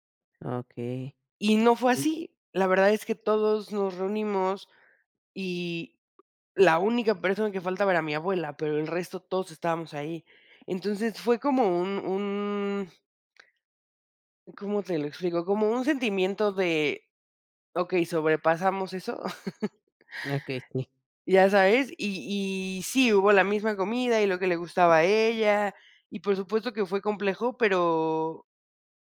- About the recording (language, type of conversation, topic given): Spanish, podcast, ¿Qué platillo te trae recuerdos de celebraciones pasadas?
- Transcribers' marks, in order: other noise; chuckle